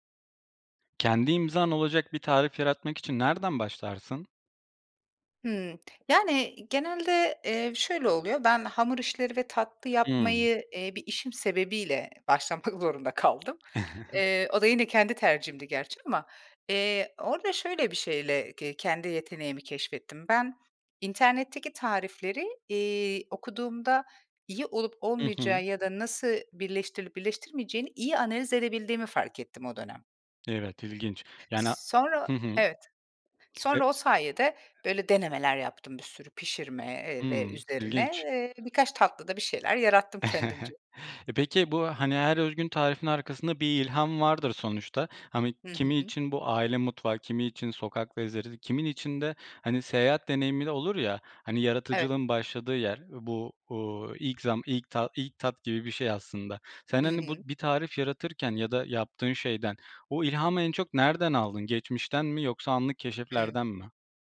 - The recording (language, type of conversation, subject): Turkish, podcast, Kendi imzanı taşıyacak bir tarif yaratmaya nereden başlarsın?
- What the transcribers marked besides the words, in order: laughing while speaking: "başlamak"; other background noise; chuckle; chuckle; "lezzetleri" said as "lezeri"